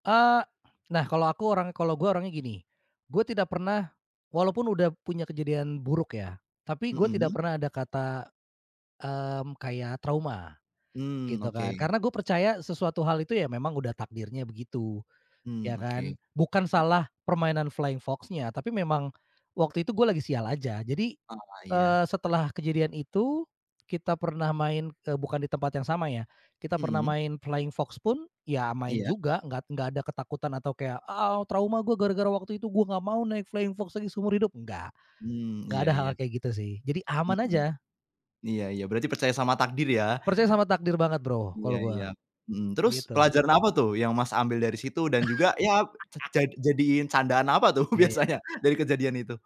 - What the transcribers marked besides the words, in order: other background noise; laugh; laughing while speaking: "tuh biasanya"
- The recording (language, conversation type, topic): Indonesian, podcast, Apa momen paling memalukan yang sekarang bisa kamu tertawakan?